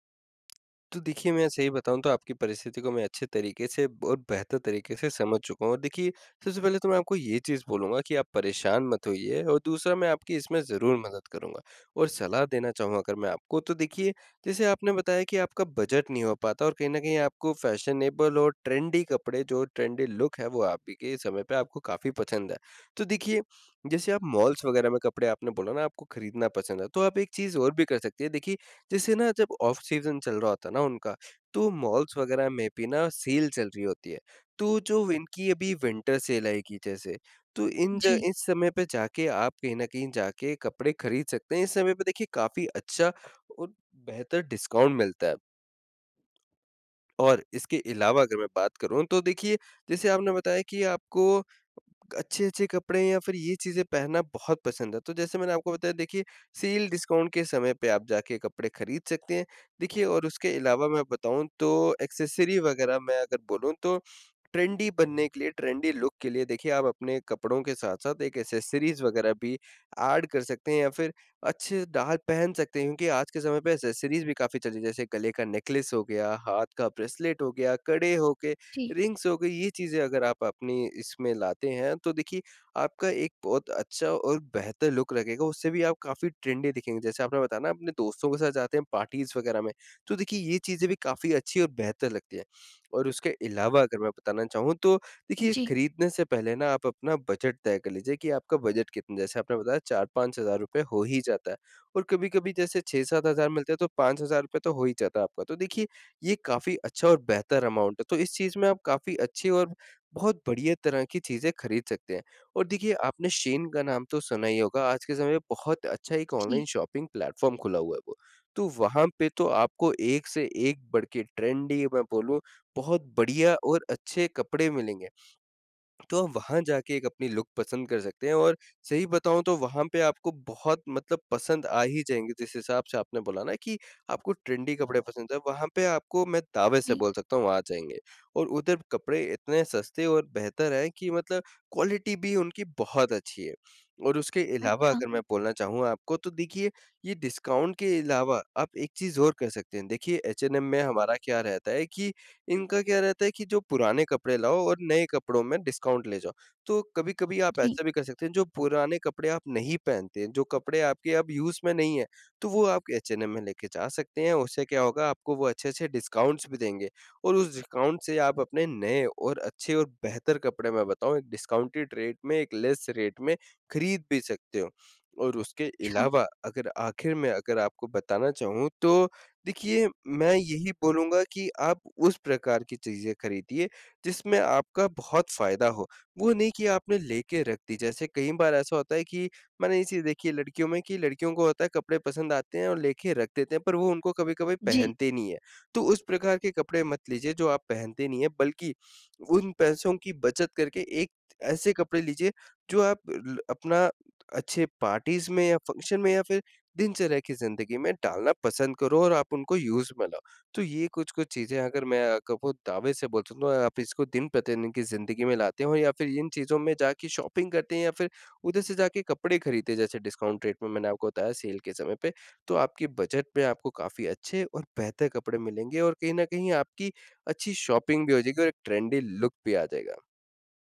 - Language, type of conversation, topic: Hindi, advice, कम बजट में मैं अच्छा और स्टाइलिश कैसे दिख सकता/सकती हूँ?
- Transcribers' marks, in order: in English: "फैशनेबल"; in English: "ट्रेंडी"; in English: "ट्रेंडी लूक"; in English: "ऑफ सीजन"; in English: "विंटर"; in English: "डिस्काउंट"; in English: "डिस्काउंट"; in English: "एक्सेसरी"; in English: "ट्रेंडी"; in English: "ट्रेंडी लुक"; in English: "एक्सेसरीज"; in English: "एड"; in English: "एक्सेसरीज"; in English: "नेकलेस"; in English: "ब्रेसलेट"; in English: "रिंग्स"; in English: "लुक"; in English: "ट्रेंडी"; in English: "पार्टीज़"; in English: "अमाउंट"; in English: "ऑनलाइन शॉपिंग प्लेटफॉर्म"; in English: "ट्रेंडी"; in English: "लुक"; in English: "ट्रेंडी"; in English: "क्वालिटी"; in English: "डिस्काउंट"; in English: "डिस्काउंट"; in English: "यूज़"; in English: "डिस्काउंट्स"; in English: "डिस्काउंट"; in English: "डिस्काउंटेड रेट"; in English: "लेस रेट"; in English: "पार्टीज"; in English: "फंक्शन"; in English: "यूज़"; in English: "शॉपिंग"; in English: "डिस्काउंट रेट"; in English: "शॉपिंग"; in English: "ट्रेंडी लूक"